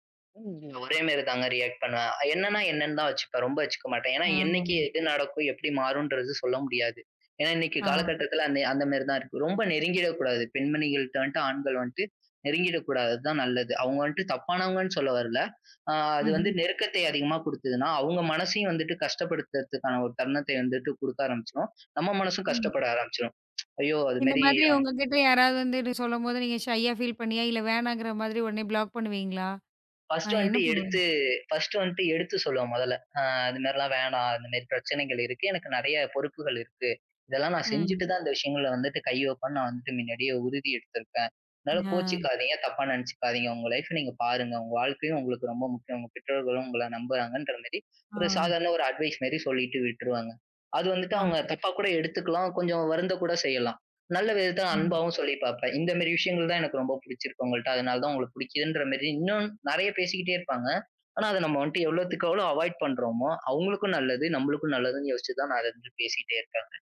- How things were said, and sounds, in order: other noise; in English: "ரியக்ட்"; tsk; in English: "ஷையா பீல்"; in English: "ப்ளாக்"; in English: "பர்ஸ்ட்"; in English: "பர்ஸ்ட்"; "முன்னாடியே" said as "மின்னாடியே"; in English: "லைப்"; in English: "அட்வைஸ்"; in English: "அவாய்ட்"
- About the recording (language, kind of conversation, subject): Tamil, podcast, புதிய நண்பர்களுடன் நெருக்கத்தை நீங்கள் எப்படிப் உருவாக்குகிறீர்கள்?